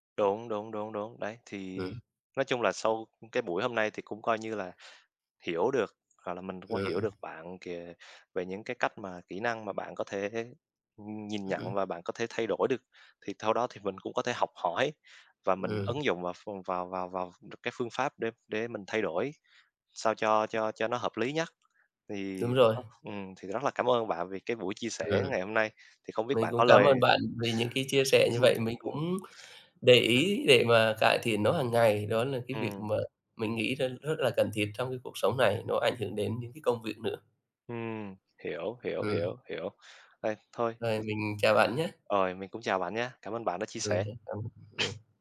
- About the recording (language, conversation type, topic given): Vietnamese, unstructured, Bạn sẽ làm gì nếu mỗi tháng bạn có thể thay đổi một thói quen xấu?
- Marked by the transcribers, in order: other background noise; tapping; unintelligible speech; laughing while speaking: "Ừm"